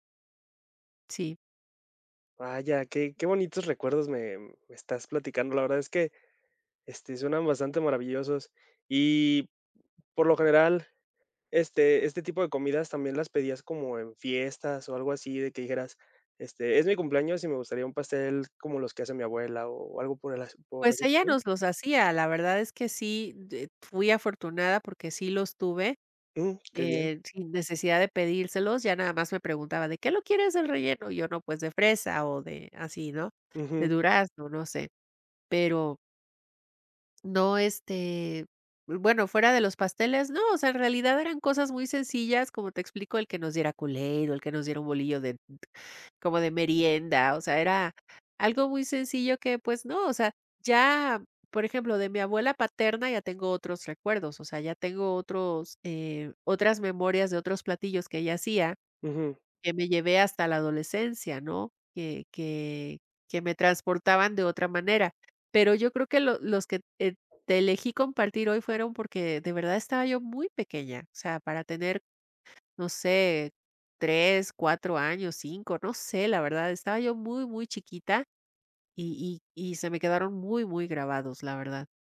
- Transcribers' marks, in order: other background noise
- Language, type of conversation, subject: Spanish, podcast, ¿Cuál es tu recuerdo culinario favorito de la infancia?